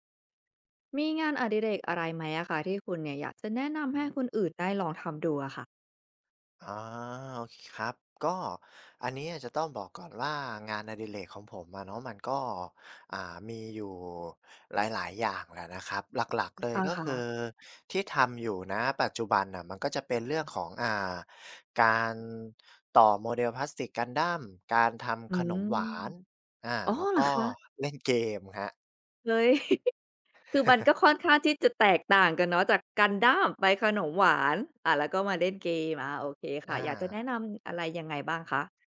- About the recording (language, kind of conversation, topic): Thai, podcast, งานอดิเรกอะไรที่คุณอยากแนะนำให้คนอื่นลองทำดู?
- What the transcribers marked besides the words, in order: surprised: "อ๋อ เหรอคะ ?"; laughing while speaking: "เล่นเกมครับ"; laughing while speaking: "เฮ้ย"; chuckle